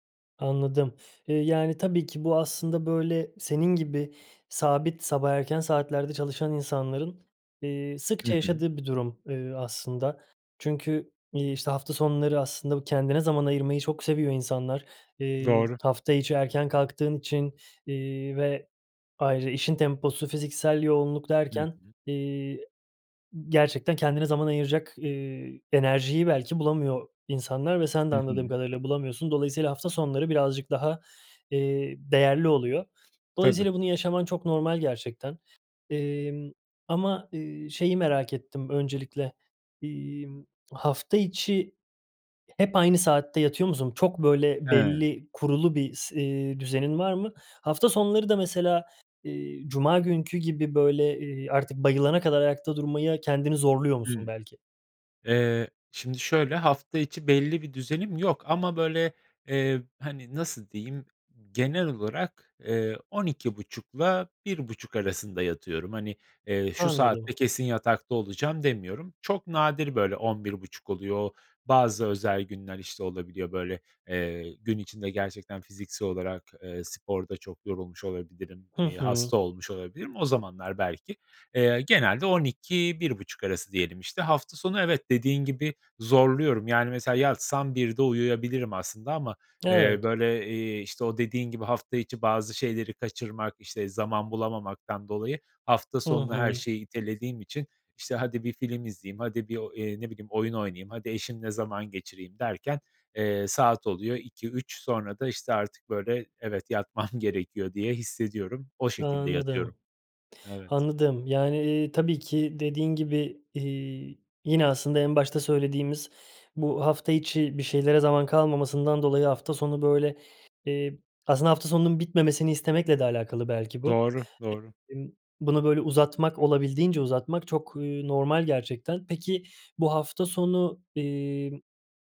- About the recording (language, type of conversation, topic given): Turkish, advice, Hafta içi erken yatıp hafta sonu geç yatmamın uyku düzenimi bozması normal mi?
- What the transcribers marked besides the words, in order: chuckle; unintelligible speech